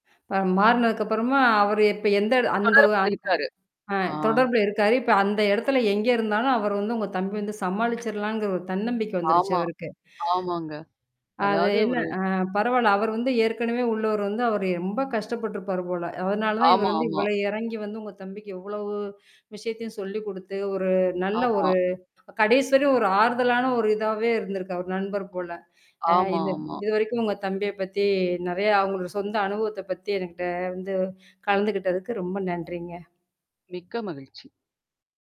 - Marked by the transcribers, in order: other noise; other background noise; distorted speech; mechanical hum
- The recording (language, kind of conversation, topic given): Tamil, podcast, ஒரு புதியவருக்கு நீங்கள் முதலில் என்ன சொல்லுவீர்கள்?